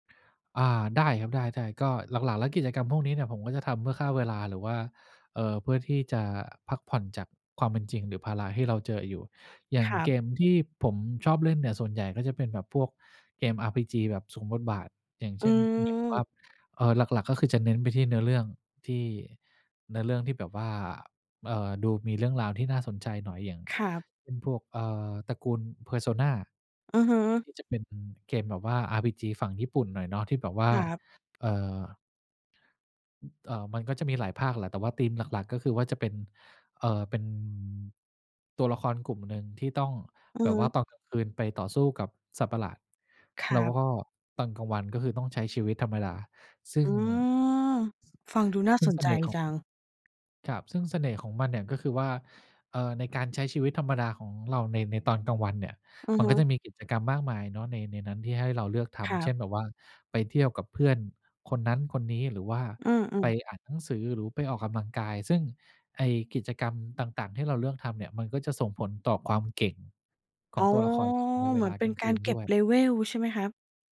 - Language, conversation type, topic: Thai, podcast, การพักผ่อนแบบไหนช่วยให้คุณกลับมามีพลังอีกครั้ง?
- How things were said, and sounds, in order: unintelligible speech; other background noise; tapping; drawn out: "อือ"; in English: "level"